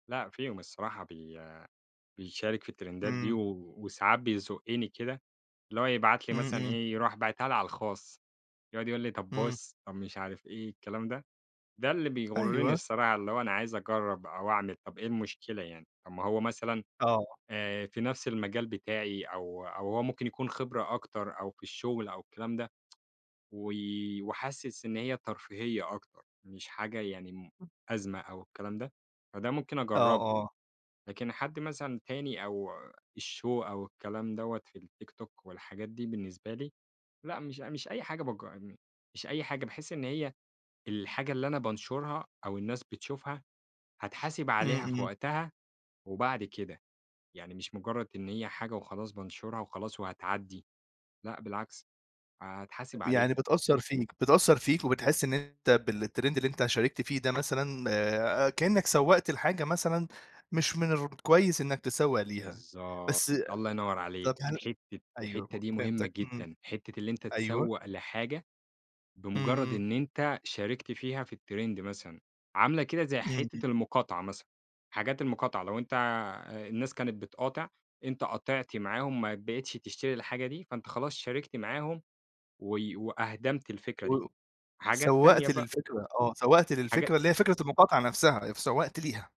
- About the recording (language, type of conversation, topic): Arabic, podcast, بتحس بضغط إنك لازم تمشي مع الترند، وبتعمل إيه؟
- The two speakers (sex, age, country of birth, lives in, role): male, 25-29, Egypt, Egypt, guest; male, 25-29, Egypt, Egypt, host
- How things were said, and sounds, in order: in English: "الترندات"; tapping; tsk; in English: "الshow"; in English: "بالtrend"; other background noise; in English: "الtrend"